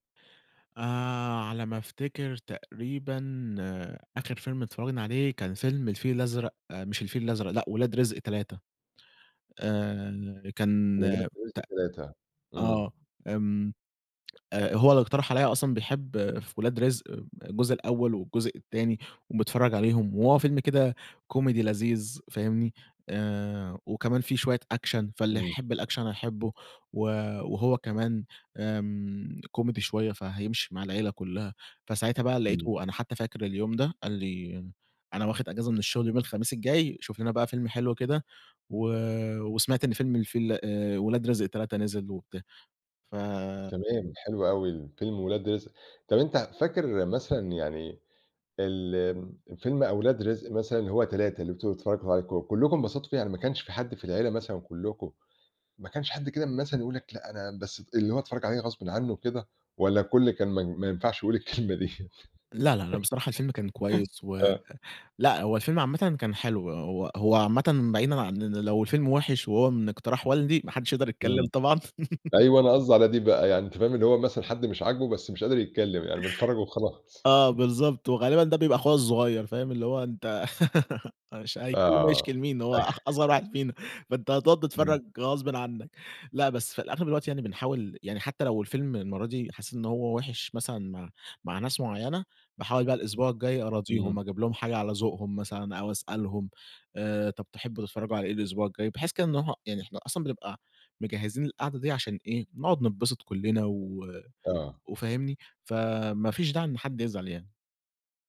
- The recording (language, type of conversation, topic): Arabic, podcast, إزاي بتختاروا فيلم للعيلة لما الأذواق بتبقى مختلفة؟
- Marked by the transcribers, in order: in English: "action"; in English: "الaction"; laughing while speaking: "الكلمة دي؟"; chuckle; chuckle; chuckle; chuckle; chuckle